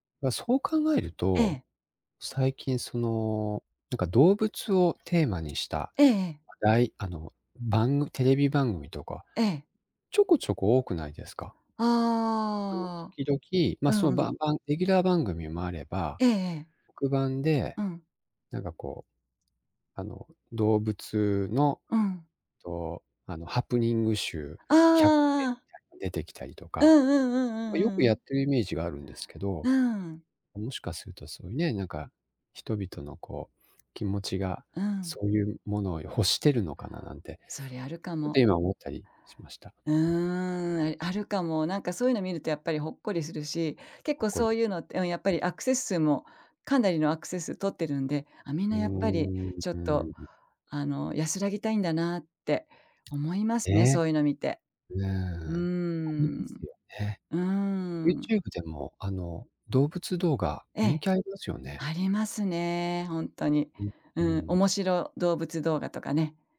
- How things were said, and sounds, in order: none
- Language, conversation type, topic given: Japanese, unstructured, 最近のニュースを見て、怒りを感じたことはありますか？